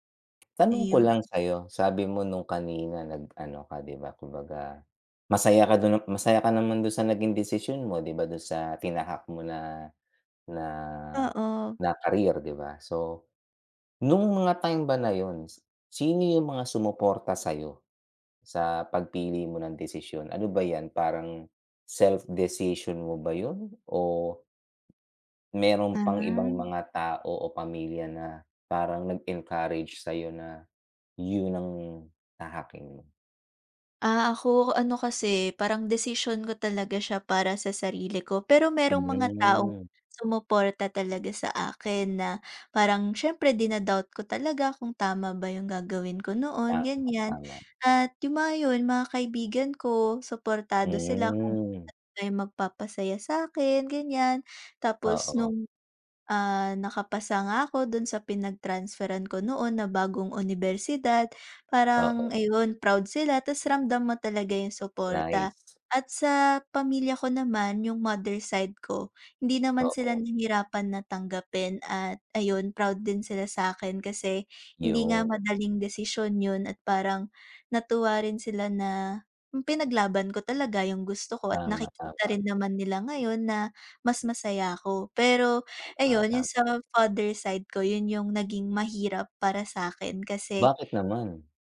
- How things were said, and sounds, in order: tapping; other background noise
- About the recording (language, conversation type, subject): Filipino, unstructured, Ano ang pinakamahirap na desisyong nagawa mo sa buhay mo?